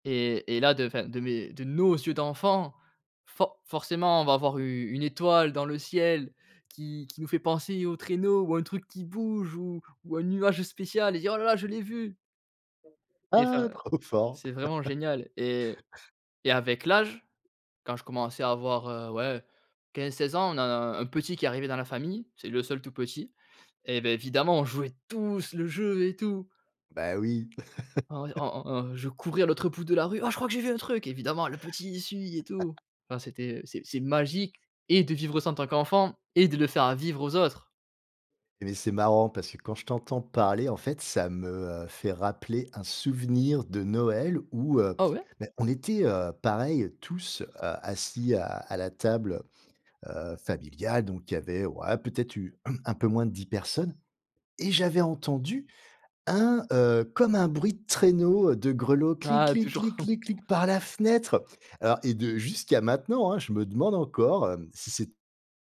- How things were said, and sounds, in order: stressed: "nos"; other noise; laugh; stressed: "tous"; laugh; chuckle; throat clearing; chuckle
- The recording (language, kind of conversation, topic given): French, podcast, Peux-tu nous parler d’une tradition familiale qui a changé d’une génération à l’autre ?